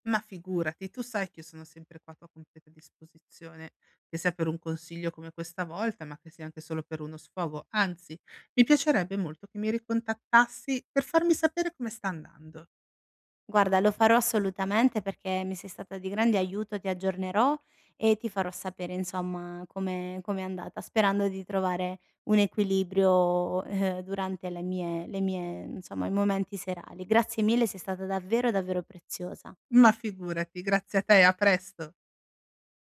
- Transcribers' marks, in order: none
- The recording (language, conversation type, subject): Italian, advice, Come posso usare le abitudini serali per dormire meglio?